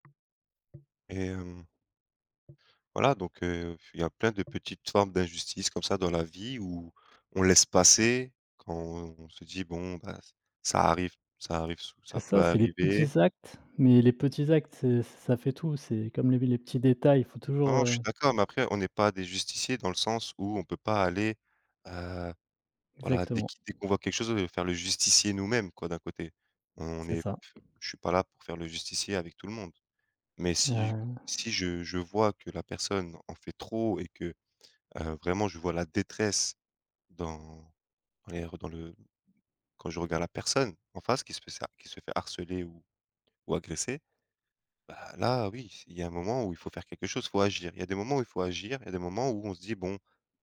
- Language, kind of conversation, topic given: French, unstructured, Comment réagis-tu face à l’injustice ?
- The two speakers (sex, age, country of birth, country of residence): male, 30-34, France, France; male, 30-34, France, France
- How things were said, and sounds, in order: tapping